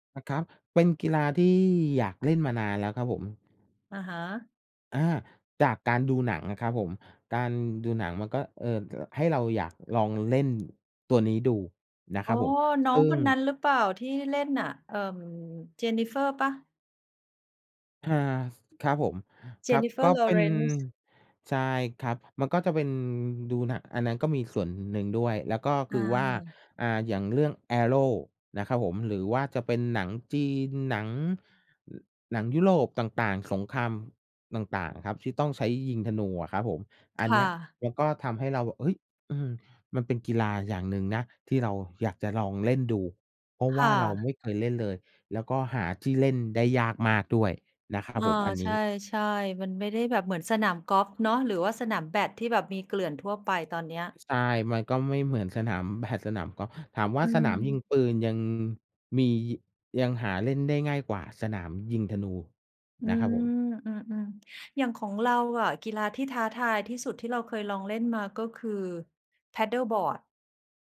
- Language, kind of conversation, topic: Thai, unstructured, คุณเคยลองเล่นกีฬาที่ท้าทายมากกว่าที่เคยคิดไหม?
- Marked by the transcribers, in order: laughing while speaking: "แบด"